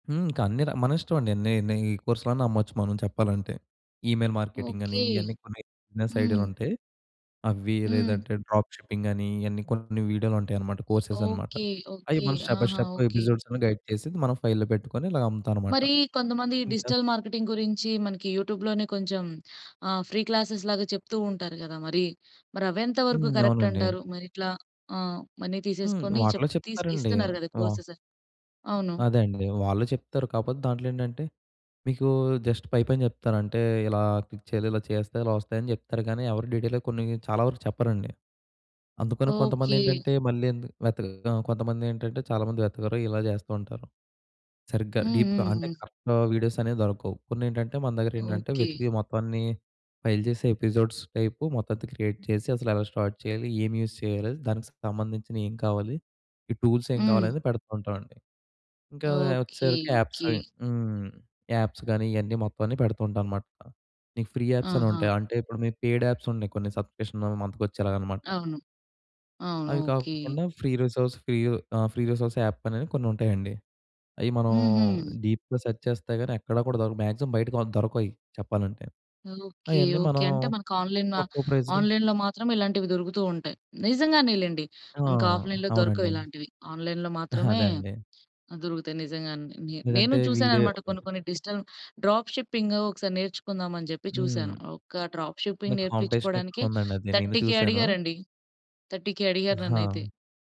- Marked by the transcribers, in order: in English: "ఈమెయిల్ మార్కెటింగ్"; other background noise; in English: "స్టెప్ బై స్టెప్ ఎపిసోడ్స్"; in English: "గైడ్"; in English: "ఫైల్‌లో"; in English: "డిజిటల్ మార్కెటింగ్"; in English: "యూట్యూబ్‌లోనే"; in English: "ఫ్రీ క్లాసేస్‌లాగా"; in English: "కరెక్ట్"; in English: "మనీ"; in English: "కోర్సెస్"; in English: "జస్ట్"; in English: "క్లిక్"; in English: "డీటెయిల్‌గా"; in English: "డీప్‌గా"; in English: "కరెక్ట్"; in English: "ఫైల్"; in English: "ఎపిసోడ్స్ టైప్"; in English: "క్రియేట్"; in English: "స్టార్ట్"; in English: "యూజ్"; in English: "టూల్స్"; in English: "యాప్స్"; in English: "యాప్స్"; in English: "ఫ్రీ యాప్స్"; in English: "పెయిడ్ యాప్స్"; in English: "సబ్‌స్క్రిప్షన్ వన్ మంత్"; in English: "ఫ్రీ రిసోర్స్"; in English: "ఫ్రీ రిసోర్స్ యాప్"; in English: "డీప్‌గా సెర్చ్"; in English: "మాక్సిమమ్"; in English: "ఆ ఆన్‌లైన్‌లో"; in English: "ప్రైజ్‌లో"; in English: "ఆఫ్‌లైన్"; in English: "ఆన్‌లైన్‌లో"; chuckle; in English: "డ్రాప్ షిప్పింగ్"; in English: "డ్రాప్ షిప్పింగ్"; in English: "కాంపిటీషన్"; in English: "థర్టీ కే"; in English: "థర్టీ కే"
- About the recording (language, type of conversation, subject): Telugu, podcast, ఆలస్యంగా అయినా కొత్త నైపుణ్యం నేర్చుకోవడం మీకు ఎలా ఉపయోగపడింది?